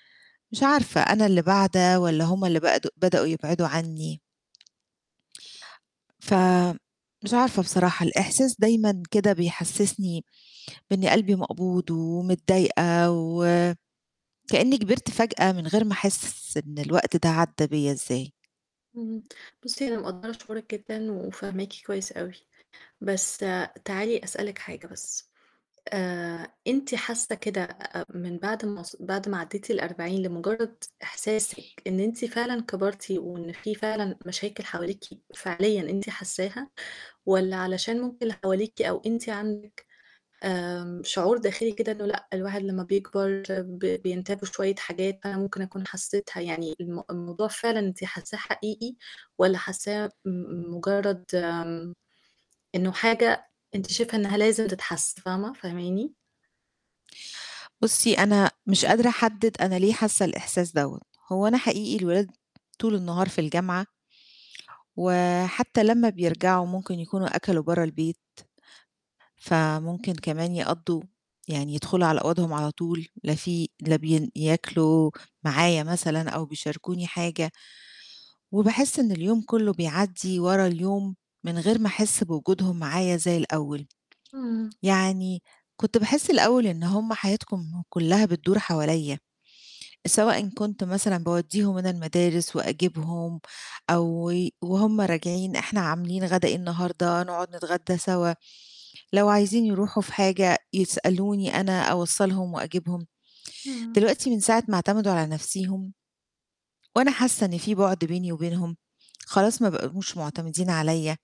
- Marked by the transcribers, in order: distorted speech
- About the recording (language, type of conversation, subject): Arabic, advice, إزاي كانت تجربتك مع أزمة منتصف العمر وإحساسك إنك من غير هدف؟